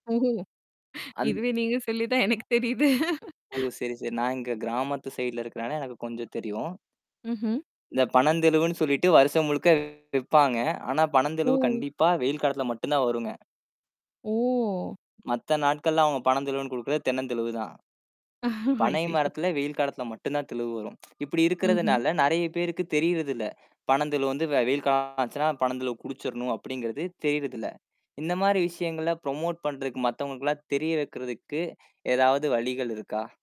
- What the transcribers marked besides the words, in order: laughing while speaking: "இதுவே நீங்கச் சொல்லிதான் எனக்குத் தெரியுது"; tapping; other noise; mechanical hum; distorted speech; surprised: "ஓ!"; laughing while speaking: "ஐயையோ"; tsk; in English: "ப்ரமோட்"
- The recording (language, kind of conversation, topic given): Tamil, podcast, பருவத்திற்கேற்ற உணவுகளைச் சாப்பிடுவதால் நமக்கு என்னென்ன நன்மைகள் கிடைக்கின்றன?